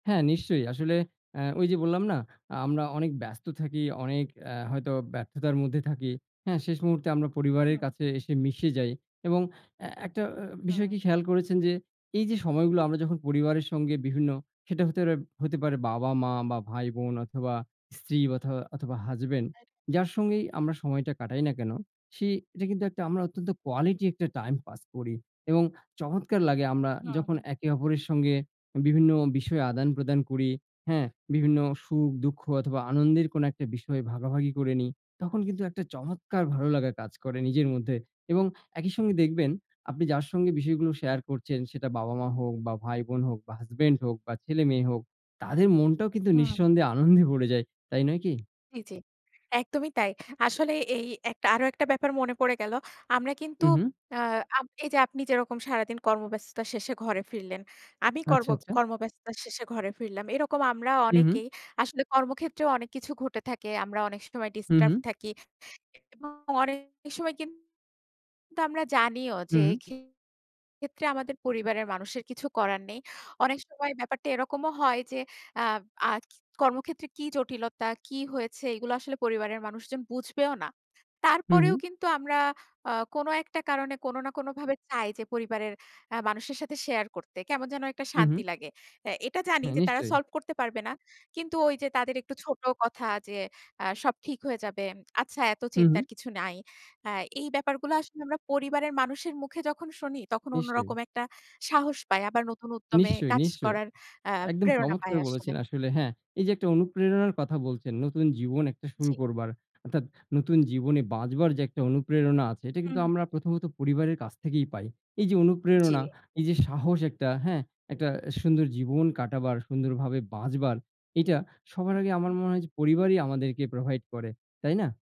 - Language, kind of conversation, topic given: Bengali, unstructured, আপনি কীভাবে পরিবারের সঙ্গে বিশেষ মুহূর্ত কাটান?
- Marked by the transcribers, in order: unintelligible speech; "কর্ম" said as "কর্ব"; unintelligible speech